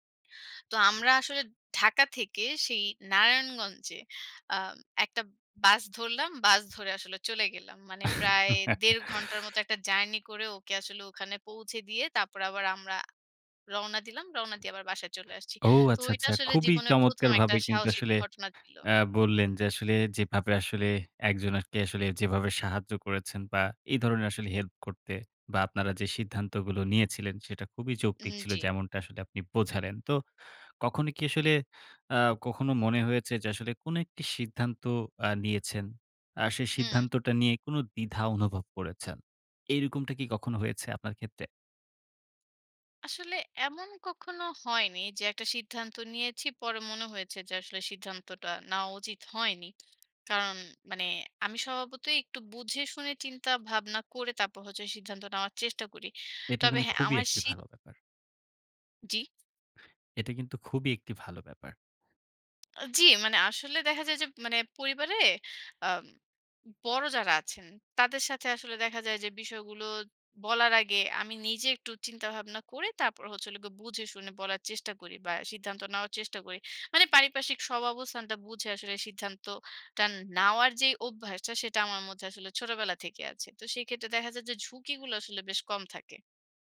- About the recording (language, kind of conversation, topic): Bengali, podcast, জীবনে আপনি সবচেয়ে সাহসী সিদ্ধান্তটি কী নিয়েছিলেন?
- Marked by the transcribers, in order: chuckle; tapping; other background noise